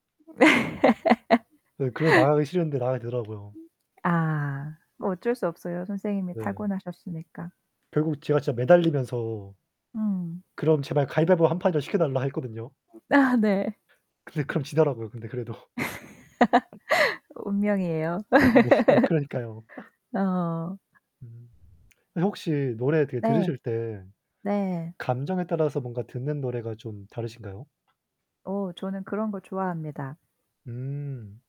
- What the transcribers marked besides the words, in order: static; laugh; other background noise; laughing while speaking: "아, 네"; laugh; laughing while speaking: "그래도"; laugh; laughing while speaking: "네. 그러니까요"
- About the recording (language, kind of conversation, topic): Korean, unstructured, 어떤 음악을 들으면 가장 기분이 좋아지나요?